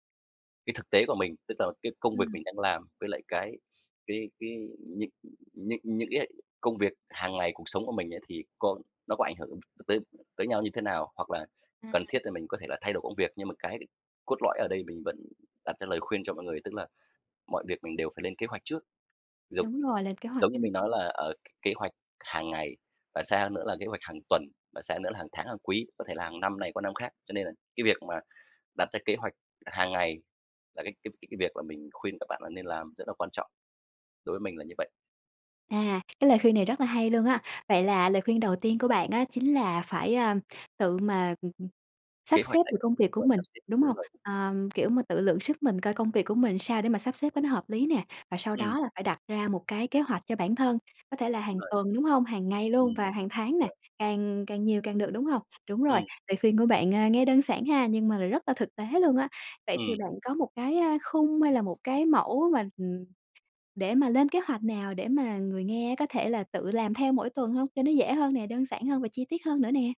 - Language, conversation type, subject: Vietnamese, podcast, Bạn đánh giá cân bằng giữa công việc và cuộc sống như thế nào?
- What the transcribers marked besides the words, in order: other background noise; tapping